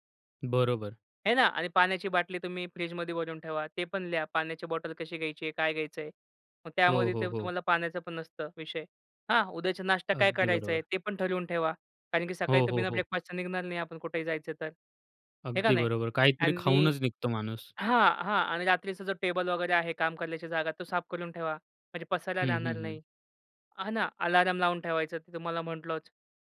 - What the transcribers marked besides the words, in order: none
- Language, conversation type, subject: Marathi, podcast, पुढच्या दिवसासाठी रात्री तुम्ही काय तयारी करता?